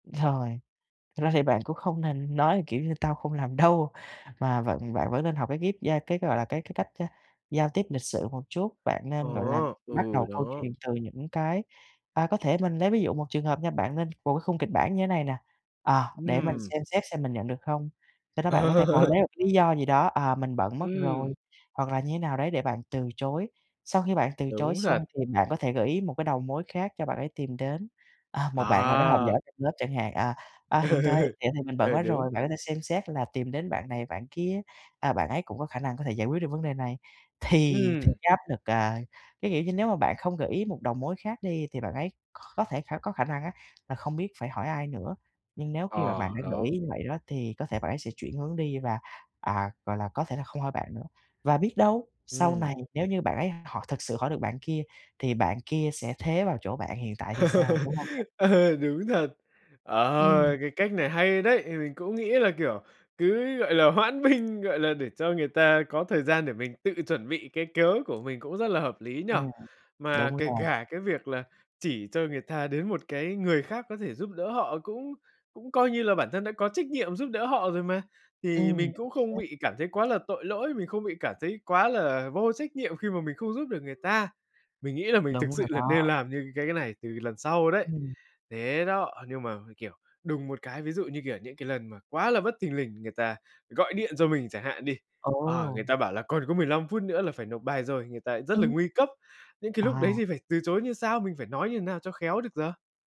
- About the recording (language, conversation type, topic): Vietnamese, advice, Làm sao để từ chối khéo khi người khác giao thêm việc để tránh ôm đồm quá nhiều trách nhiệm?
- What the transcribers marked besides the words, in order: tapping; other background noise; laughing while speaking: "Ờ"; laughing while speaking: "Ừ"; blowing; laugh; laughing while speaking: "Ờ"; unintelligible speech